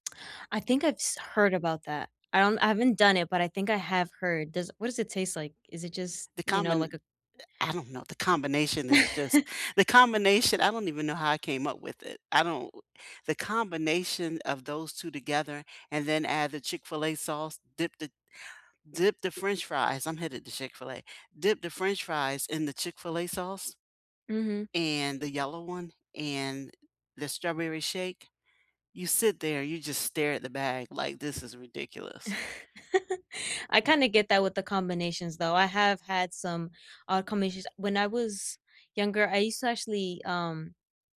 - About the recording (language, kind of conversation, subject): English, unstructured, What comfort food do you turn to, and what is the story behind it?
- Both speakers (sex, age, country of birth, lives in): female, 18-19, United States, United States; female, 55-59, United States, United States
- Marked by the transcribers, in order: chuckle; chuckle